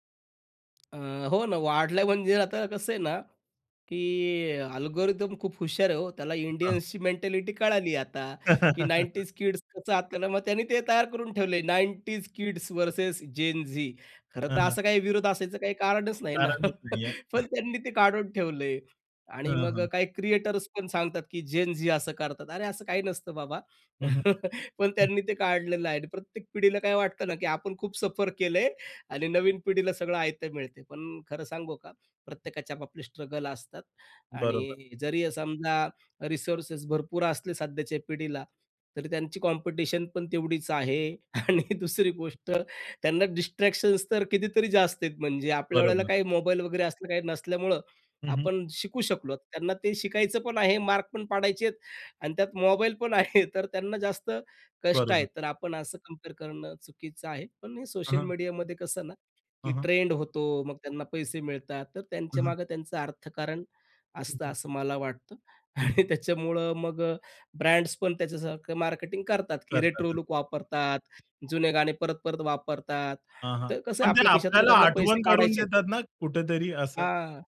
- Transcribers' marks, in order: other background noise; in English: "अल्गोरिदम"; in English: "इंडियन्सची"; other noise; laugh; in English: "नाइंटीज किड्स वर्सस झेन झी"; chuckle; throat clearing; chuckle; tapping; in English: "सफर"; in English: "रिसोर्सेस"; laughing while speaking: "आणि दुसरी गोष्ट"; in English: "डिस्ट्रॅक्शन्स"; laughing while speaking: "आहे"; laughing while speaking: "आणि त्याच्यामुळं"; in English: "रेट्रो लुक"
- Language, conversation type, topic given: Marathi, podcast, जुन्या आठवणींवर आधारित मजकूर लोकांना इतका आकर्षित का करतो, असे तुम्हाला का वाटते?